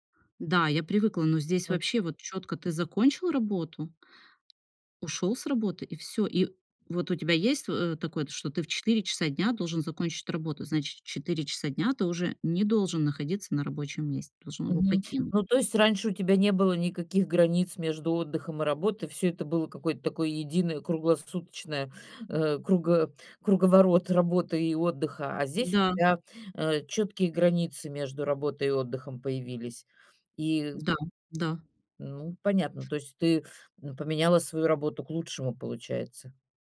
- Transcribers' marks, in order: tapping; other background noise
- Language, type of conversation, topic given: Russian, podcast, Как вы выстраиваете границы между работой и отдыхом?